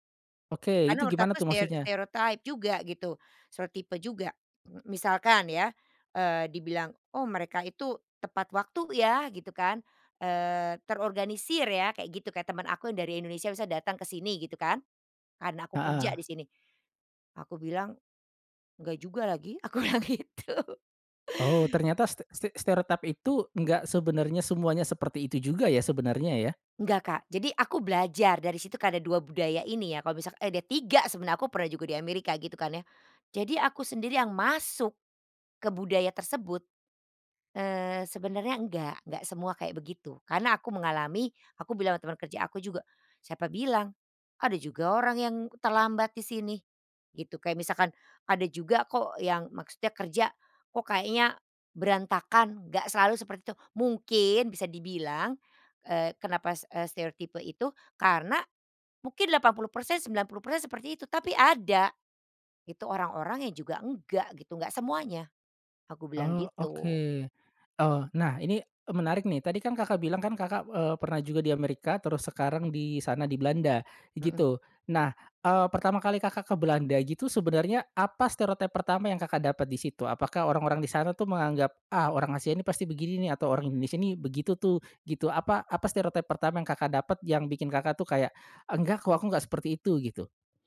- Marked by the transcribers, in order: "stereotipe" said as "srotipe"; tapping; laughing while speaking: "aku bilang gitu"
- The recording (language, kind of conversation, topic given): Indonesian, podcast, Pernahkah kamu mengalami stereotip budaya, dan bagaimana kamu meresponsnya?